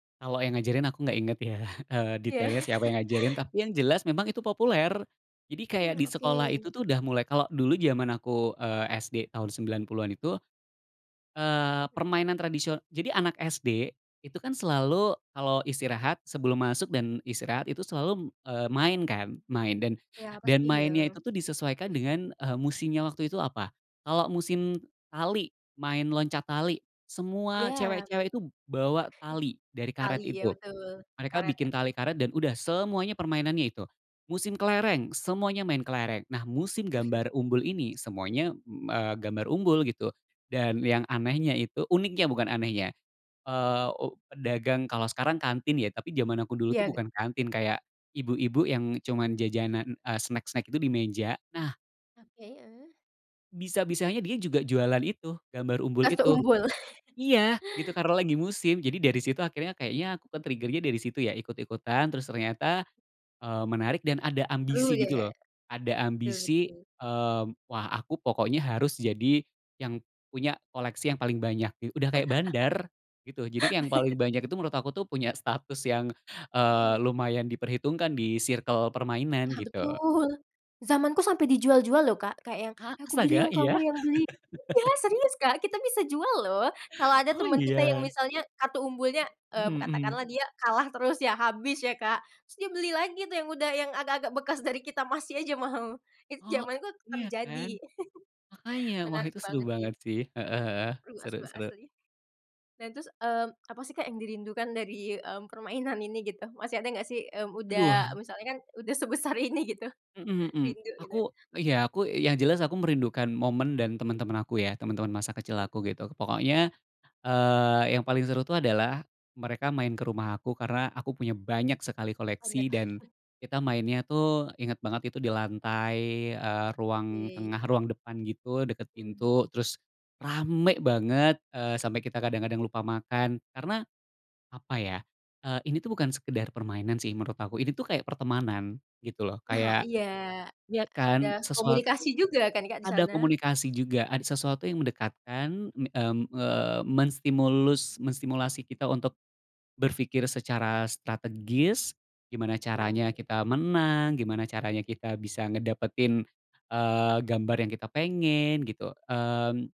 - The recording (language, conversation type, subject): Indonesian, podcast, Ceritain dong mainan favoritmu waktu kecil, kenapa kamu suka banget?
- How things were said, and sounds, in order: chuckle; "musimnya" said as "musinyal"; tapping; chuckle; chuckle; in English: "snack-snack"; chuckle; in English: "trigger-nya"; laugh; laugh; chuckle; laughing while speaking: "sebesar ini gitu?"; other background noise; chuckle